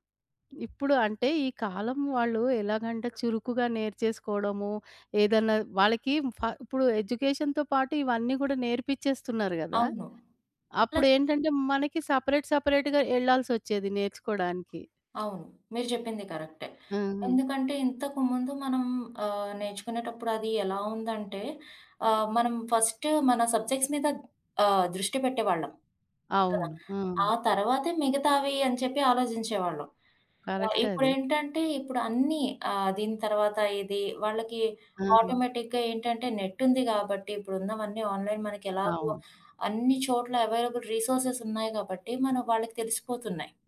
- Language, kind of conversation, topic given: Telugu, podcast, మీ నైపుణ్యాలు కొత్త ఉద్యోగంలో మీకు ఎలా ఉపయోగపడ్డాయి?
- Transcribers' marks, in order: in English: "ఎడ్యుకేషన్‌తో"; in English: "సెపరేట్ సెపరేట్‌గా"; in English: "ఫస్ట్"; in English: "సబ్జెక్ట్స్"; other background noise; in English: "ఆటోమేటిక్‌గా"; in English: "నెట్"; in English: "ఆన్‌లైన్"; in English: "అవైలబుల్ రిసోర్సెస్"